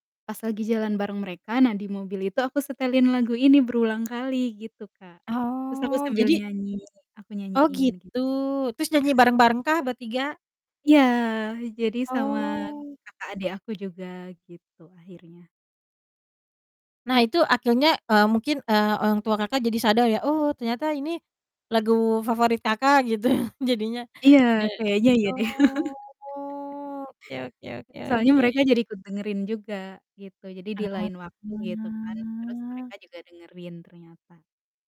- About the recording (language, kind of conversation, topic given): Indonesian, podcast, Apakah ada lagu yang selalu mengingatkanmu pada seseorang tertentu?
- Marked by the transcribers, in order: distorted speech; other background noise; background speech; laughing while speaking: "gitu"; chuckle; drawn out: "oh"; drawn out: "hah"